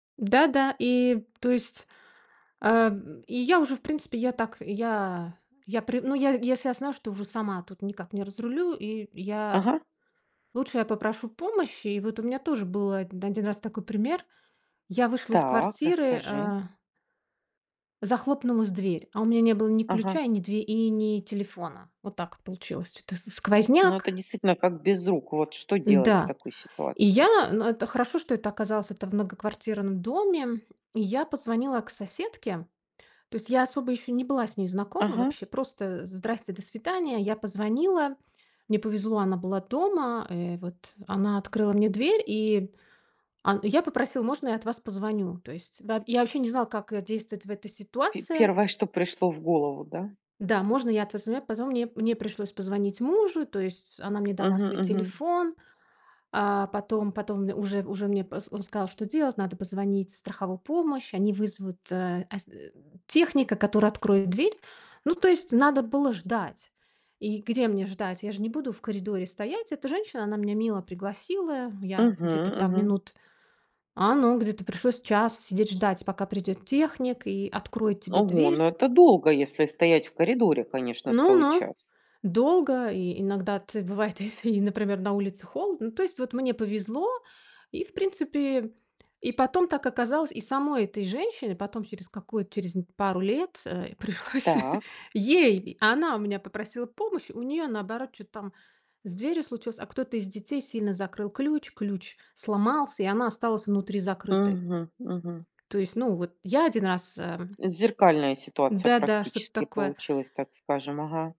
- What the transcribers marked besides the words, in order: tapping; laughing while speaking: "если"; laughing while speaking: "пришлось"
- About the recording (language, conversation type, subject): Russian, podcast, Как понять, когда следует попросить о помощи?